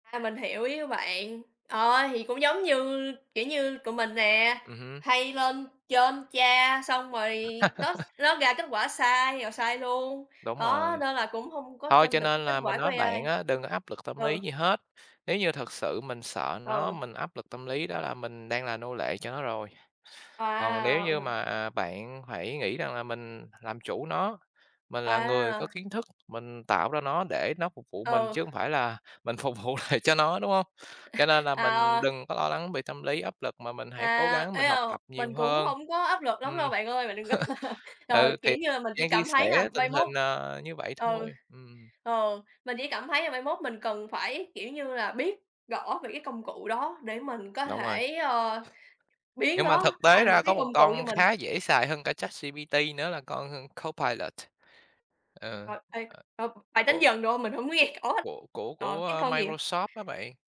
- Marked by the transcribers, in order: tapping; other background noise; laugh; other noise; laughing while speaking: "phục vụ"; laughing while speaking: "À"; laughing while speaking: "có"; laugh
- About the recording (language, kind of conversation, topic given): Vietnamese, unstructured, Bạn có đồng ý rằng công nghệ đang tạo ra áp lực tâm lý cho giới trẻ không?